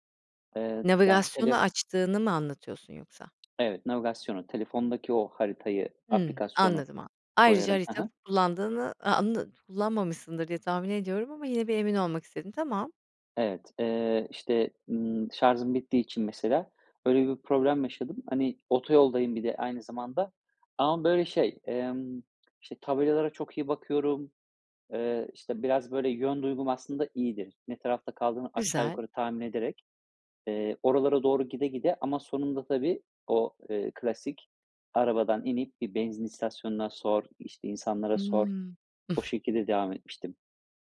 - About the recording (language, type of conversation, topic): Turkish, podcast, Telefonunun şarjı bittiğinde yolunu nasıl buldun?
- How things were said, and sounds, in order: other background noise; other noise; tapping; "şarjım" said as "şarzım"; chuckle